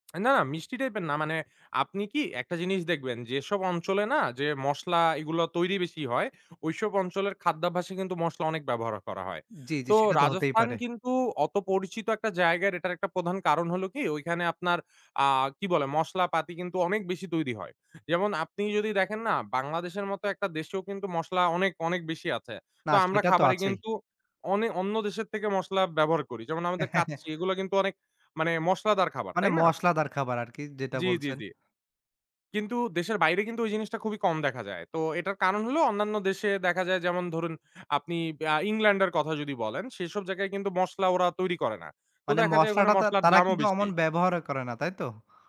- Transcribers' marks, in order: chuckle
- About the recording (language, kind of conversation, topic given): Bengali, podcast, দেশান্তরে গেলে কোন খাবারটা সবচেয়ে বেশি মিস করো?